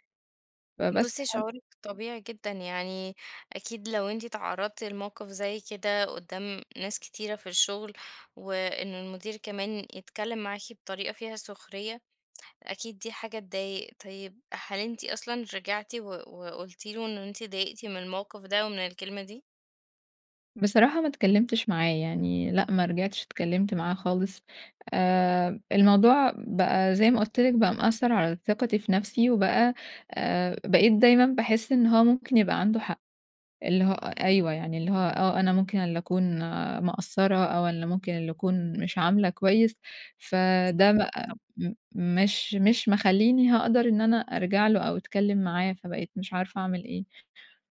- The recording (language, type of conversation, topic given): Arabic, advice, إزاي الانتقاد المتكرر بيأثر على ثقتي بنفسي؟
- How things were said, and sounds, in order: none